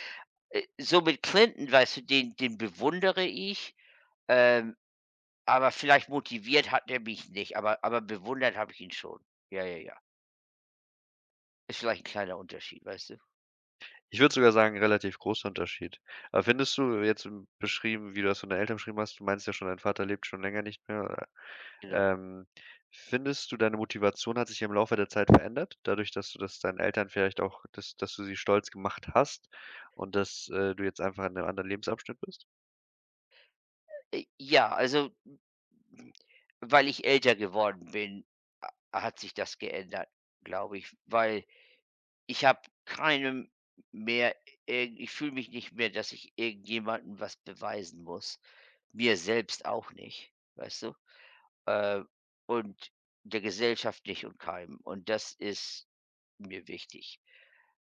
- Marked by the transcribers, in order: none
- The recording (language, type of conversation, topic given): German, unstructured, Was motiviert dich, deine Träume zu verfolgen?